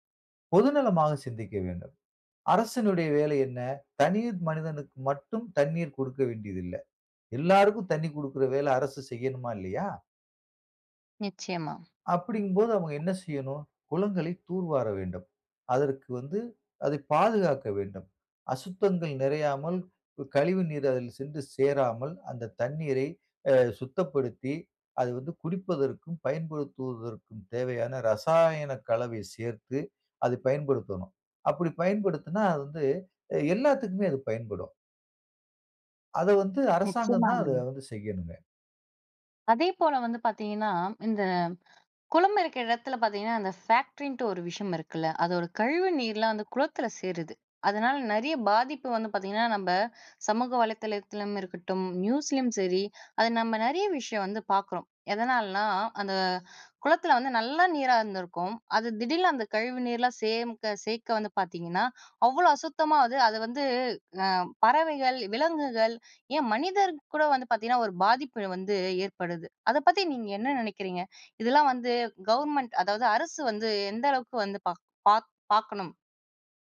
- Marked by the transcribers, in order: tapping
- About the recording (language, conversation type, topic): Tamil, podcast, நீரைப் பாதுகாக்க மக்கள் என்ன செய்ய வேண்டும் என்று நீங்கள் நினைக்கிறீர்கள்?